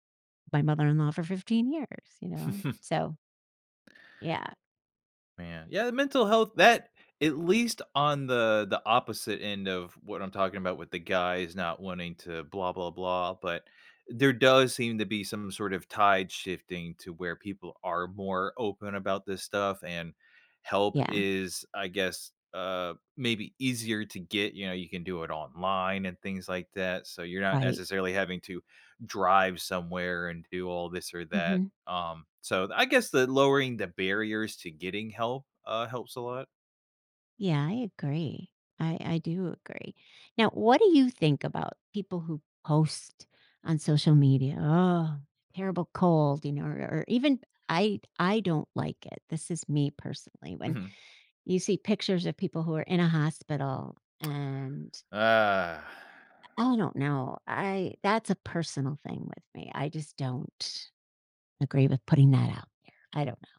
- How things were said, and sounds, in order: chuckle; groan; lip smack; sigh
- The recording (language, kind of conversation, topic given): English, unstructured, How should I decide who to tell when I'm sick?
- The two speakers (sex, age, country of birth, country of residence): female, 55-59, United States, United States; male, 35-39, United States, United States